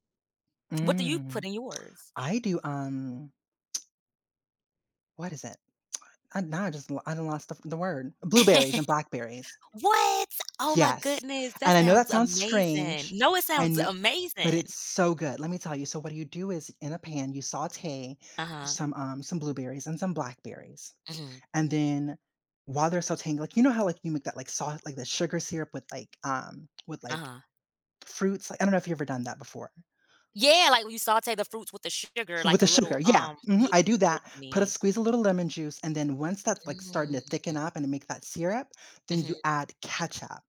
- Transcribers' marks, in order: lip smack; laugh; surprised: "What?"; drawn out: "Mm"
- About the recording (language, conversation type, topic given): English, unstructured, How do cultural expectations and gender roles influence who prepares and enjoys comfort food?
- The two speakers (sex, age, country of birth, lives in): female, 35-39, United States, United States; male, 40-44, United States, United States